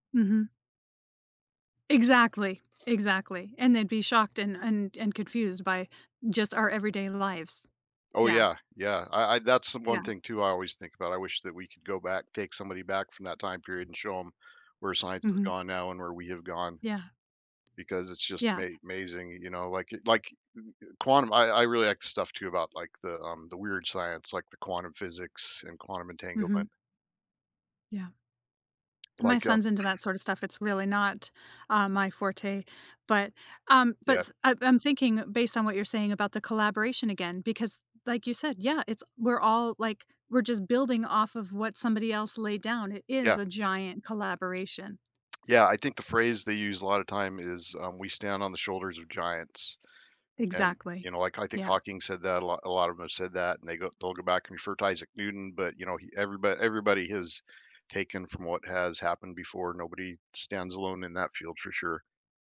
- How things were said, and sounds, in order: "mazing" said as "amazing"
- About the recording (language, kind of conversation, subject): English, unstructured, How has history shown unfair treatment's impact on groups?
- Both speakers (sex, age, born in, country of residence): female, 50-54, United States, United States; male, 55-59, United States, United States